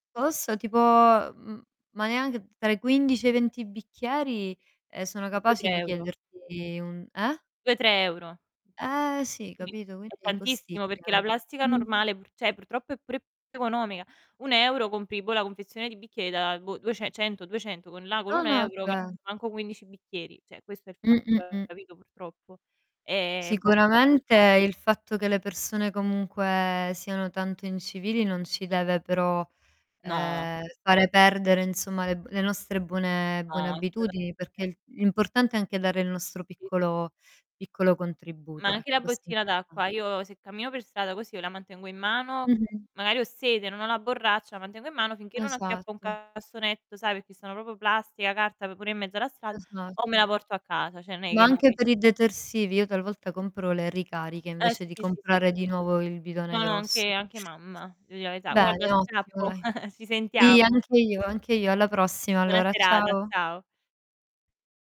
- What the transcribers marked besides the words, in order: other background noise; distorted speech; "cioè" said as "ceh"; "Cioè" said as "ceh"; "proprio" said as "propo"; "Cioè" said as "ceh"; tapping; chuckle
- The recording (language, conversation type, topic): Italian, unstructured, Come possiamo ridurre la plastica nei nostri mari?
- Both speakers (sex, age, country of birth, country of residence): female, 25-29, Italy, Italy; female, 35-39, Italy, Italy